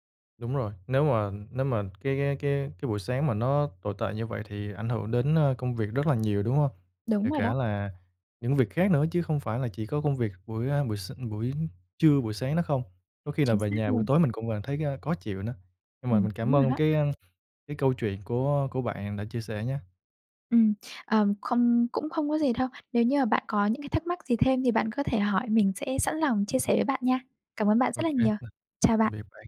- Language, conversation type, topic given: Vietnamese, podcast, Bạn có những thói quen buổi sáng nào?
- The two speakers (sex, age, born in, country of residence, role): female, 25-29, Vietnam, Vietnam, guest; male, 25-29, Vietnam, Vietnam, host
- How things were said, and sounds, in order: tapping; other background noise